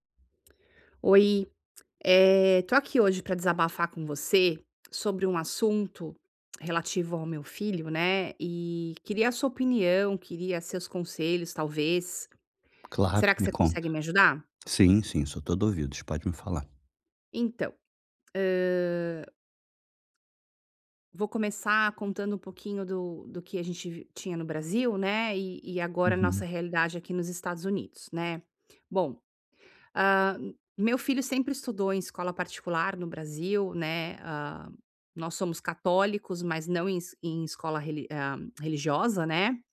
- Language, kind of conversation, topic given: Portuguese, advice, Como podemos lidar quando discordamos sobre educação e valores?
- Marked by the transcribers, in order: none